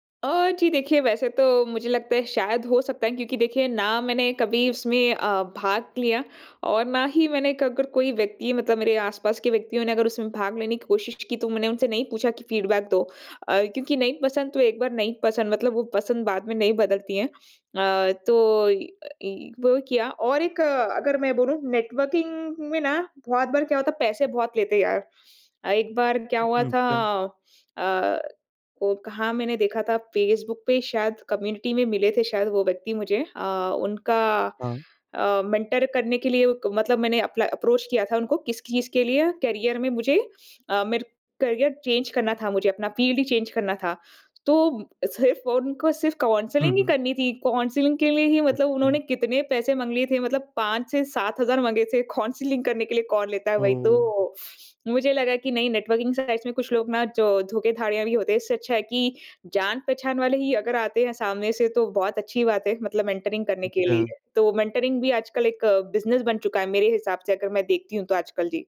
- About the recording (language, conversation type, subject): Hindi, podcast, मेंटर चुनते समय आप किन बातों पर ध्यान देते हैं?
- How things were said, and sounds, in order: in English: "फीडबैक"; in English: "नेटवर्किंग"; in English: "कम्युनिटी"; in English: "मेंटर"; in English: "अप्रोच"; in English: "करियर"; in English: "करियर चेंज"; in English: "फील्ड"; in English: "चेंज"; in English: "काउंसलिंग"; in English: "काउंसलिंग"; laughing while speaking: "काउंसलिंग"; in English: "काउंसलिंग"; in English: "नेटवर्किंग साइट्स"; in English: "मेंटरिंग"; other background noise; in English: "मेंटरिंग"; in English: "बिज़नेस"